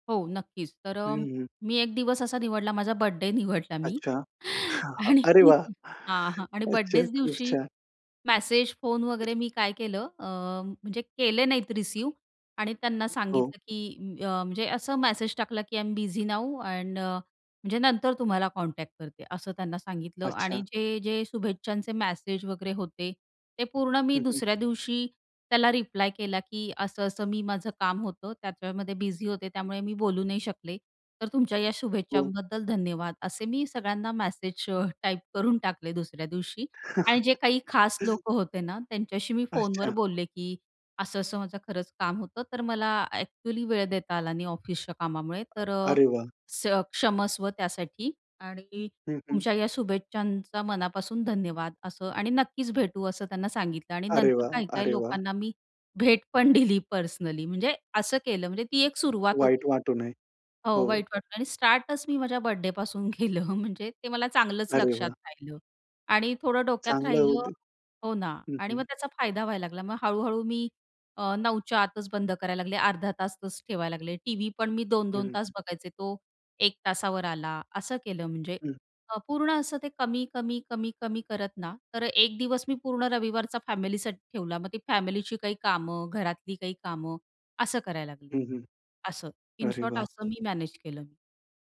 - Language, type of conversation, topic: Marathi, podcast, डिजिटल डिटॉक्ससाठी आपण काय करता?
- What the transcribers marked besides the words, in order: laughing while speaking: "निवडला मी आणि"; other background noise; in English: "रिसिव्ह"; in English: "आय एम बिझी नाऊ अँड"; laughing while speaking: "मेसेज टाईप करून टाकले"; laugh; other noise; tapping; laughing while speaking: "बर्थडेपासून केलं"; in English: "इन शॉर्ट"